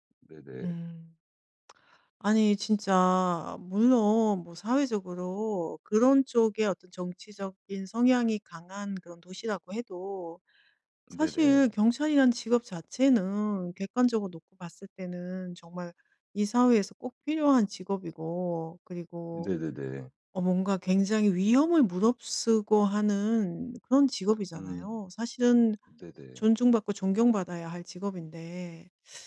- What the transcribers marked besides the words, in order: other background noise
- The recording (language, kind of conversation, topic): Korean, advice, 첫 데이트에서 상대가 제 취향을 비판해 당황했을 때 어떻게 대응해야 하나요?